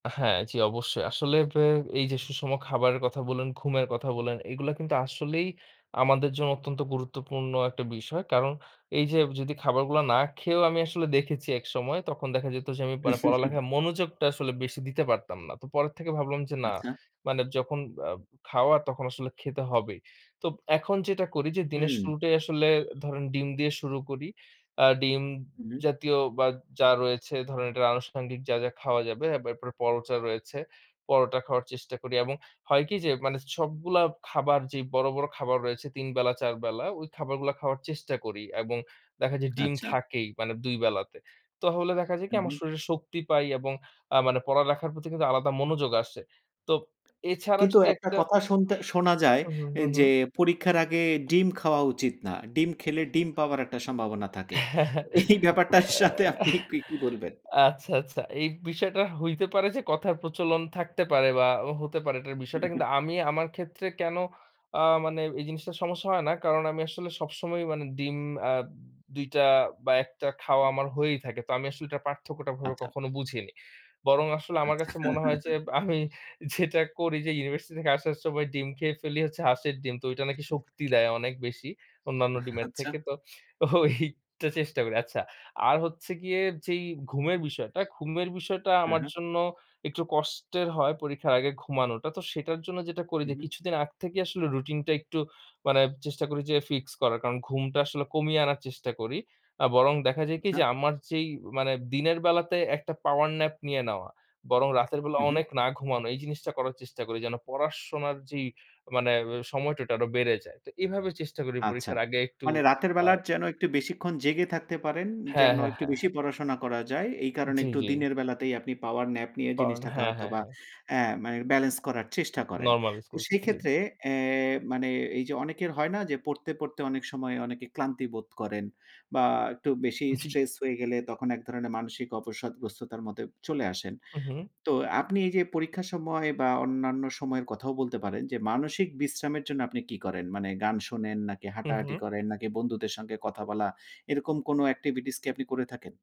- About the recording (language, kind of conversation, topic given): Bengali, podcast, পরীক্ষার চাপ সামলাতে আপনি কোন কৌশলগুলো ব্যবহার করেন?
- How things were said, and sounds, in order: chuckle; other background noise; chuckle; chuckle; chuckle